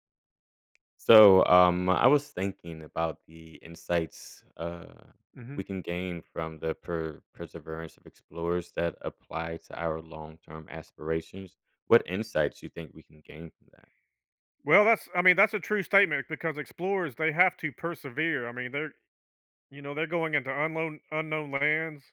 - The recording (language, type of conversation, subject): English, unstructured, What can explorers' perseverance teach us?
- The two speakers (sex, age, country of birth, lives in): male, 35-39, Germany, United States; male, 50-54, United States, United States
- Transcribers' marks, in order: tapping; "unknown" said as "unlone"